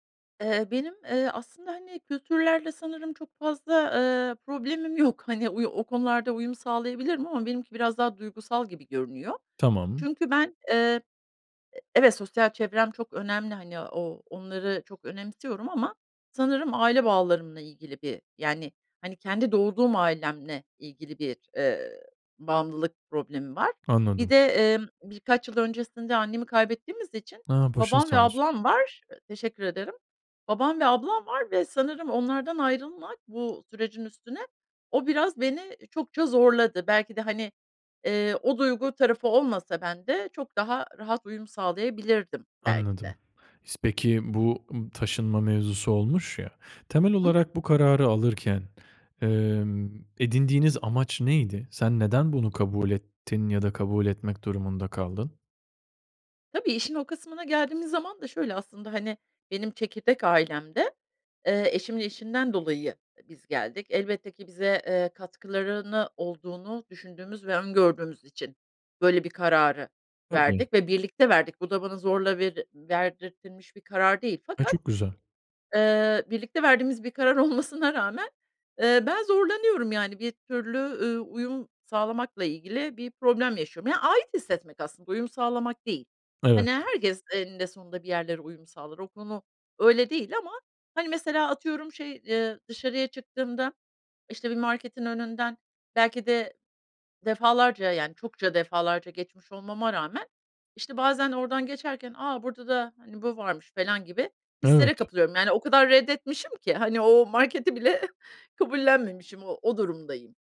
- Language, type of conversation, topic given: Turkish, advice, Yeni bir şehre taşınmaya karar verirken nelere dikkat etmeliyim?
- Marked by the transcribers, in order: laughing while speaking: "yok"; other background noise; laughing while speaking: "olmasına"; "falan" said as "felan"; laughing while speaking: "bile"